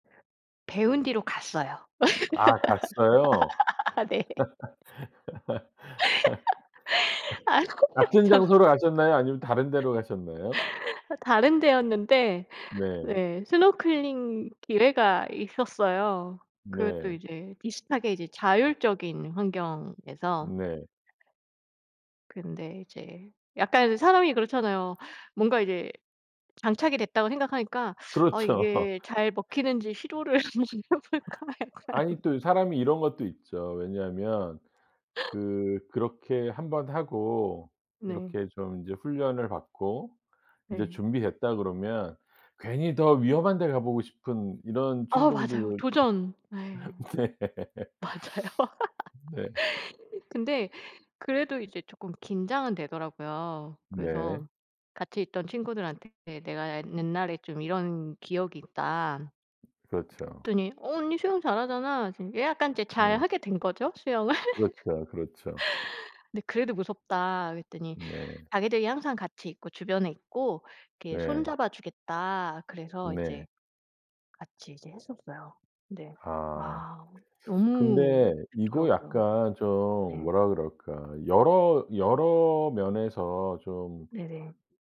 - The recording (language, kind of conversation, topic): Korean, podcast, 취미를 하면서 가장 기억에 남는 순간은 언제였나요?
- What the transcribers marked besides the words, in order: other background noise; laugh; laughing while speaking: "아 네. 아이고 거참"; tapping; laughing while speaking: "그렇죠"; laughing while speaking: "한번 해 볼까 약간.'"; laughing while speaking: "네"; laughing while speaking: "맞아요"; laugh; laughing while speaking: "수영을"